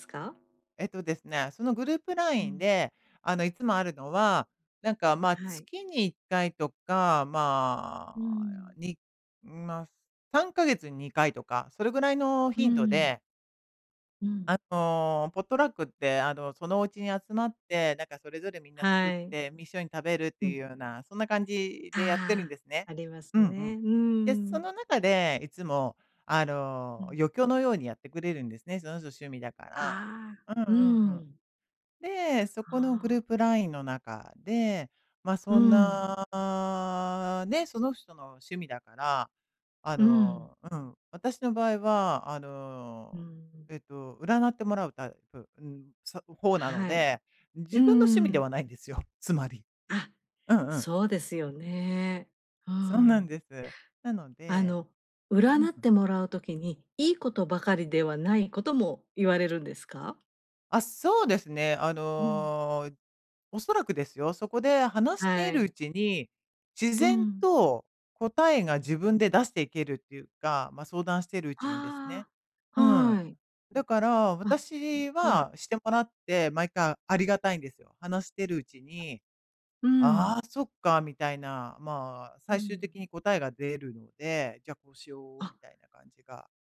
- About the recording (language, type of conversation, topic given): Japanese, advice, グループのノリに馴染めないときはどうすればいいですか？
- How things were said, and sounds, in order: drawn out: "そんな"; tapping; other background noise